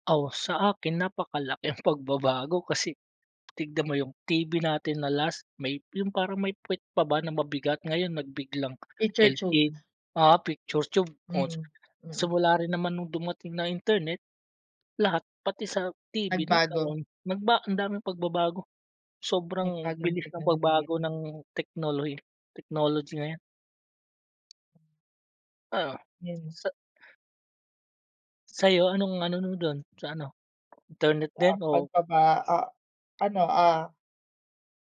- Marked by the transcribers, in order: none
- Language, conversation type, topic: Filipino, unstructured, Alin ang mas pipiliin mo: walang internet o walang telebisyon?